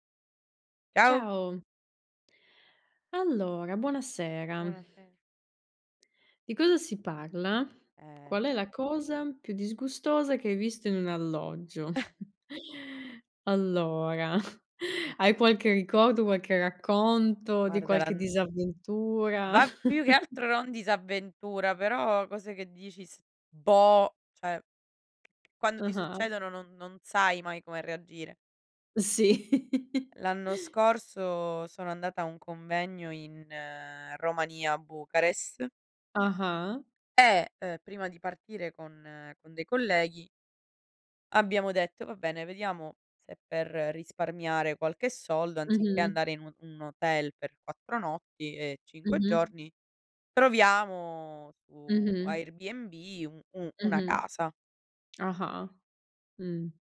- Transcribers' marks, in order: chuckle; other background noise; chuckle; "cioè" said as "ceh"; tapping; chuckle
- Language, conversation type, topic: Italian, unstructured, Qual è la cosa più disgustosa che hai visto in un alloggio?
- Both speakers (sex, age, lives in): female, 30-34, Italy; female, 60-64, Italy